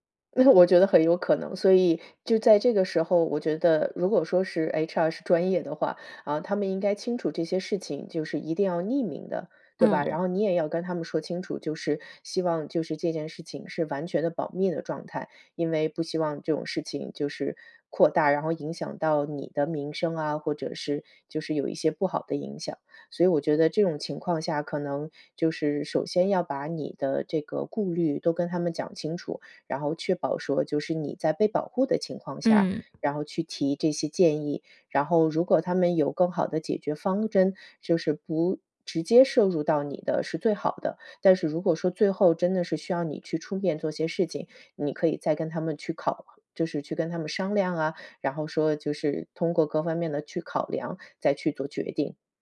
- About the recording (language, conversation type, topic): Chinese, advice, 如何在觉得同事抢了你的功劳时，理性地与对方当面对质并澄清事实？
- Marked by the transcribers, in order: laughing while speaking: "那"; other background noise